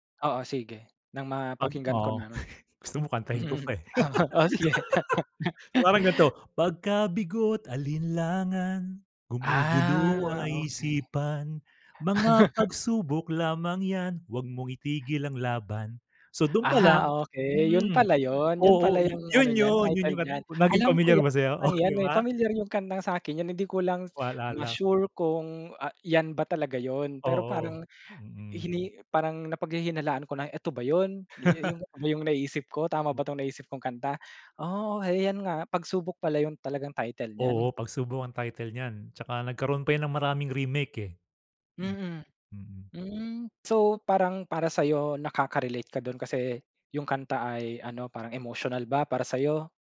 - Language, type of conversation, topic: Filipino, podcast, Paano nakakatulong ang musika sa pagproseso ng mga damdamin mo?
- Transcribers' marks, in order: joyful: "'Pag oo. Gusto mo kantahin … O, di ba?"; chuckle; laughing while speaking: "Gusto mo kantahin ko pa, eh"; chuckle; laugh; laughing while speaking: "O sige"; laugh; singing: "'Pagka bigo't alinlangan, gumugulo ay … itigil ang laban"; wind; laugh; joyful: "Ah, okey. 'Yon pala 'yon … talagang title niyan"; tapping; laughing while speaking: "O, di ba?"; laugh